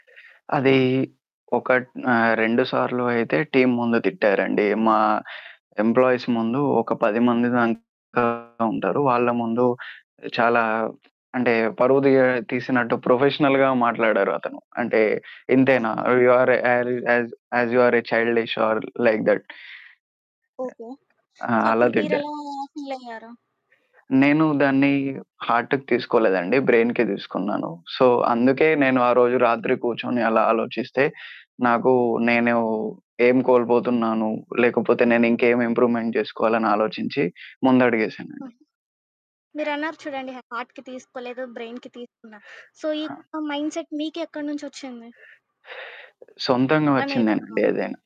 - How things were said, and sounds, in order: in English: "టీమ్"; in English: "ఎంప్లాయీస్"; distorted speech; other background noise; in English: "ప్రొఫెషనల్‌గా"; in English: "యూ ఆర్ ఎ యాక్టింగ్ యాజ్ … ఆర్ లైక్ థట్"; static; in English: "సో"; in English: "హార్ట్‌కి"; in English: "బ్రెయిన్‌కే"; in English: "సో"; in English: "ఇంప్రూవ్‌మెంట్"; in English: "హార్ట్‌కి"; in English: "బ్రెయిన్‌కి"; in English: "సో"; in English: "మైండ్‌సెట్"
- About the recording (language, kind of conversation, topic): Telugu, podcast, మీ కెరీర్‌లో మీరు గర్వపడే సంఘటనను చెప్పగలరా?